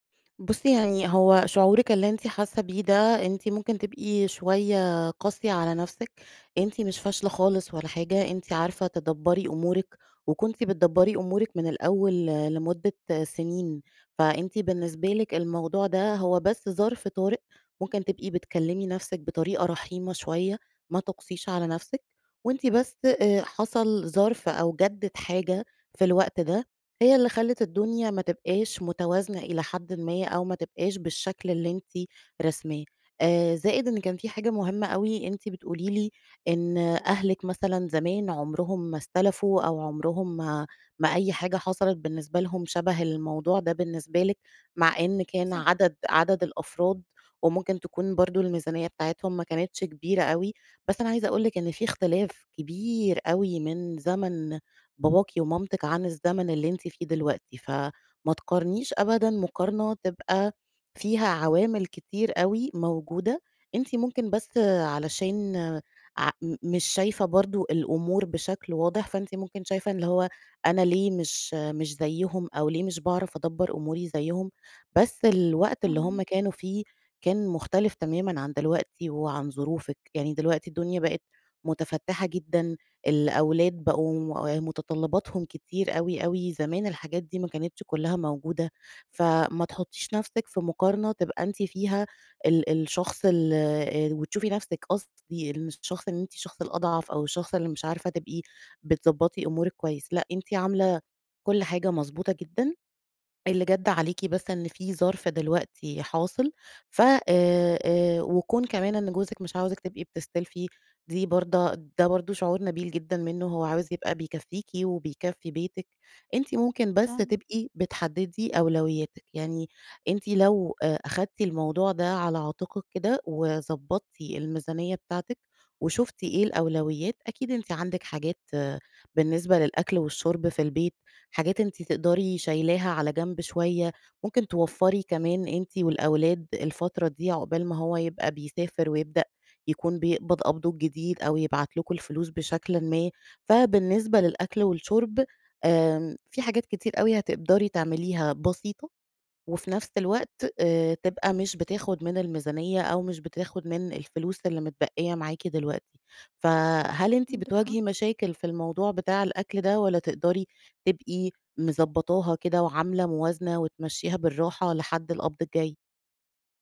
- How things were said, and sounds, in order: tapping; unintelligible speech
- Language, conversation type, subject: Arabic, advice, إزاي أتعامل مع تقلبات مالية مفاجئة أو ضيقة في ميزانية البيت؟